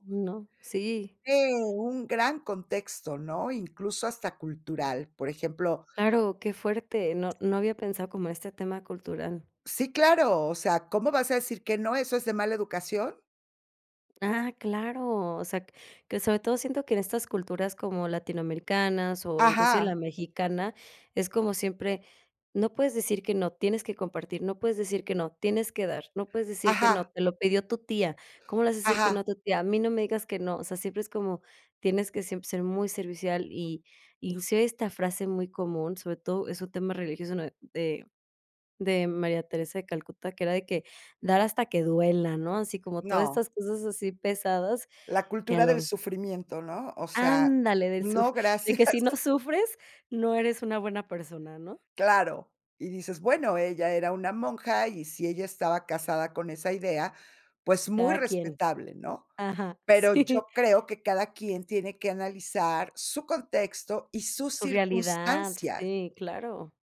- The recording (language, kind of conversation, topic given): Spanish, podcast, ¿Cómo decides cuándo decir no a tareas extra?
- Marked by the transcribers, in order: other background noise; laughing while speaking: "gracias"; laughing while speaking: "sí"